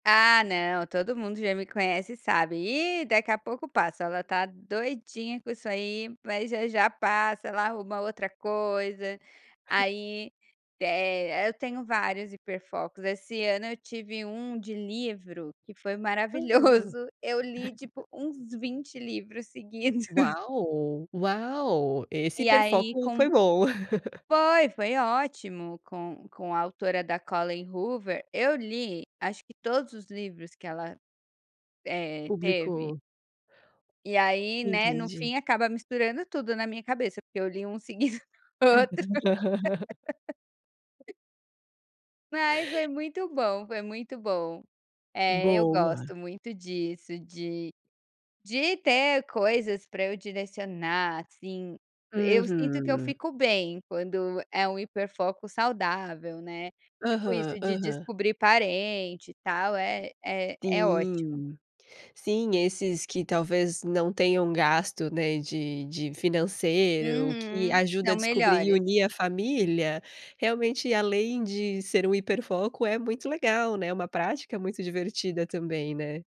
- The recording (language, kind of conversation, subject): Portuguese, podcast, Como você cria limites com telas e redes sociais?
- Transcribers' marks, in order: other noise; laugh; laugh; laugh; laugh; laugh